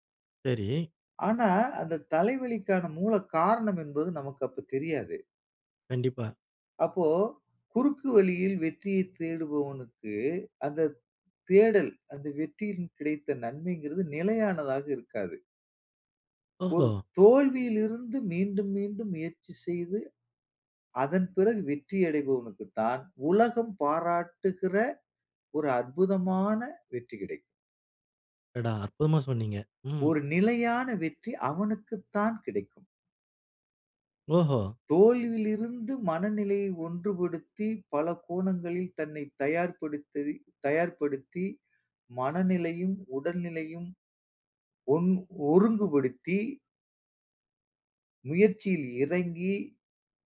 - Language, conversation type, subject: Tamil, podcast, தோல்வியால் மனநிலையை எப்படி பராமரிக்கலாம்?
- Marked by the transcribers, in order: other background noise; "தயார்படுத்தி-" said as "தயார்படுத்ததி"